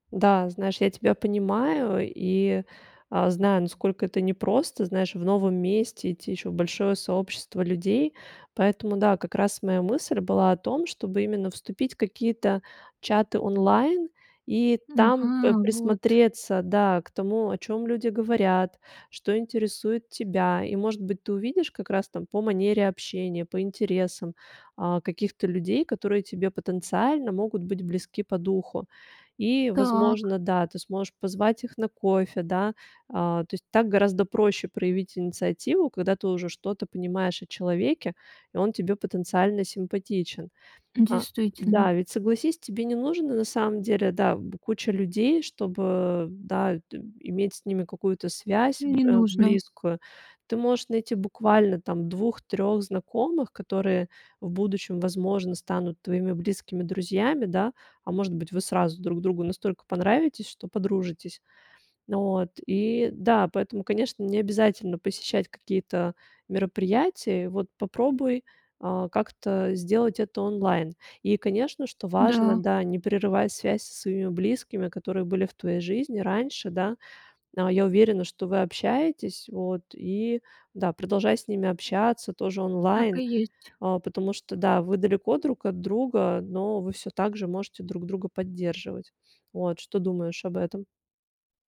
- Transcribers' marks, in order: tapping; other background noise
- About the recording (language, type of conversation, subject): Russian, advice, Как вы переживаете тоску по дому и близким после переезда в другой город или страну?